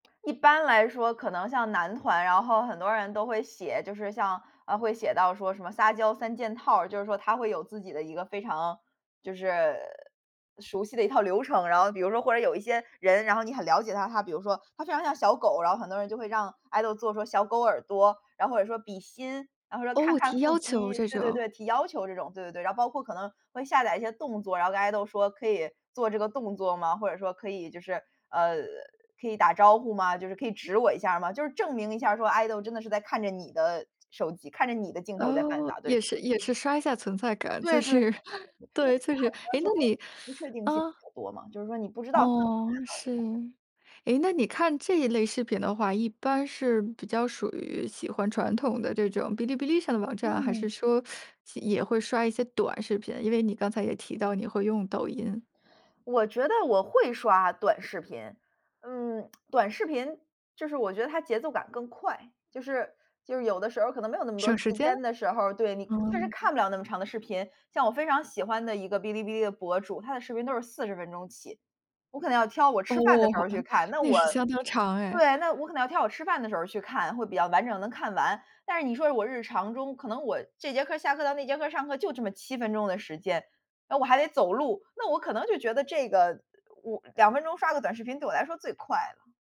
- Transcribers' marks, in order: in English: "Idol"; in English: "Idol"; chuckle; unintelligible speech; teeth sucking; unintelligible speech; teeth sucking; chuckle
- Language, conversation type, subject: Chinese, podcast, 网络短视频对娱乐业带来哪些变化？